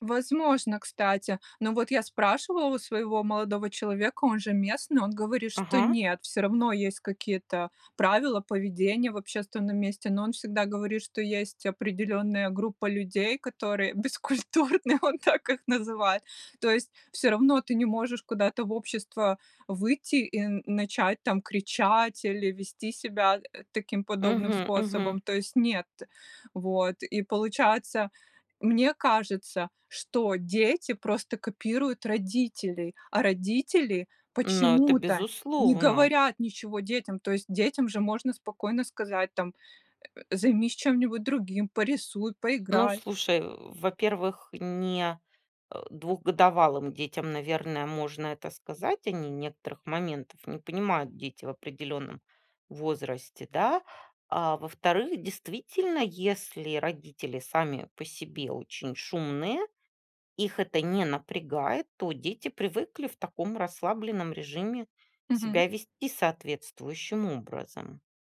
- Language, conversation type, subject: Russian, podcast, Как наладить отношения с соседями?
- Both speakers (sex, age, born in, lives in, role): female, 35-39, Russia, Netherlands, guest; female, 45-49, Russia, Spain, host
- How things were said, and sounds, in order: laughing while speaking: "бескультурны, он так их называет"; tapping